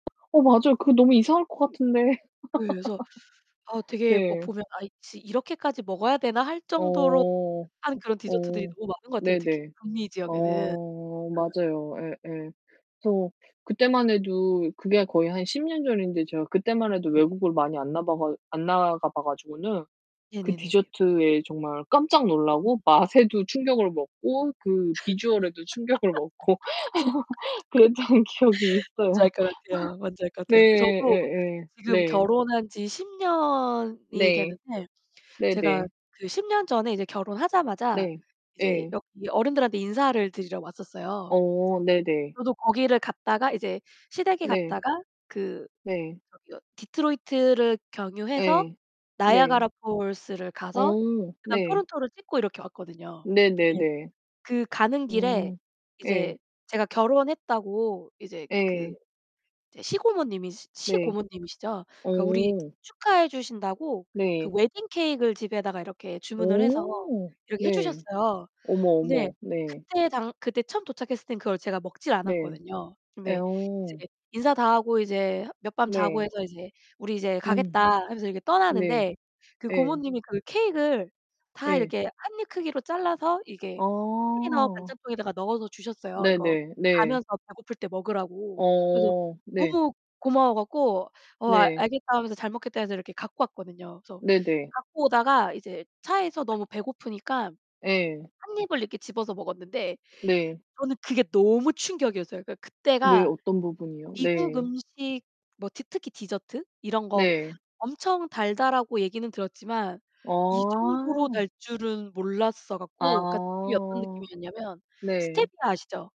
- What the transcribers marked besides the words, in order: other background noise; laugh; unintelligible speech; distorted speech; laugh; laughing while speaking: "뭔지 알 것 같아요, 뭔지 알 것 같아요"; laughing while speaking: "먹고 그랬던 기억이 있어요"; laugh; laugh; tapping
- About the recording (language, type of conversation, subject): Korean, unstructured, 가장 기억에 남는 디저트 경험은 무엇인가요?